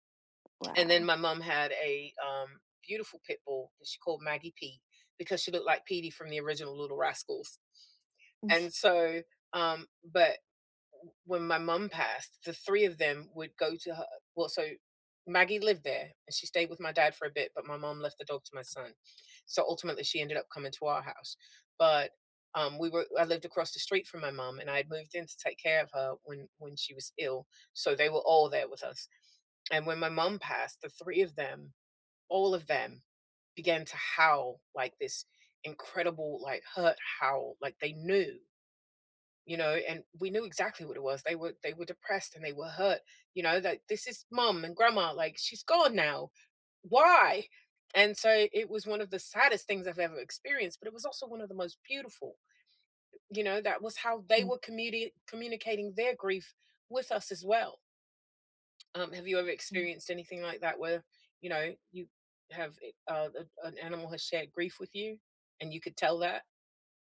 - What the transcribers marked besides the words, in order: scoff; tapping
- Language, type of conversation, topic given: English, unstructured, How do animals communicate without words?
- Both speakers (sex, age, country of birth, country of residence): female, 30-34, United States, United States; female, 50-54, United States, United States